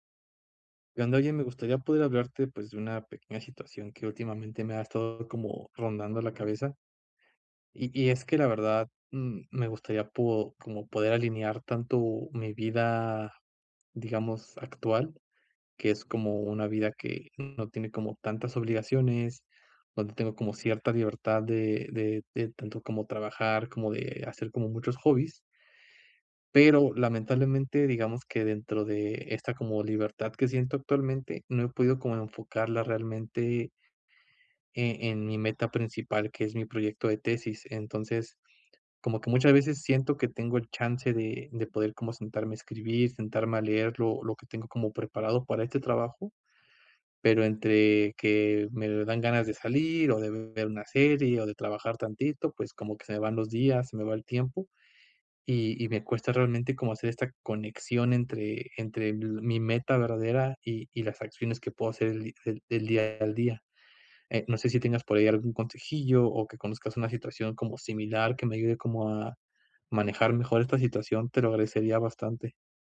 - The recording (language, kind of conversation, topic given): Spanish, advice, ¿Cómo puedo alinear mis acciones diarias con mis metas?
- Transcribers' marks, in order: unintelligible speech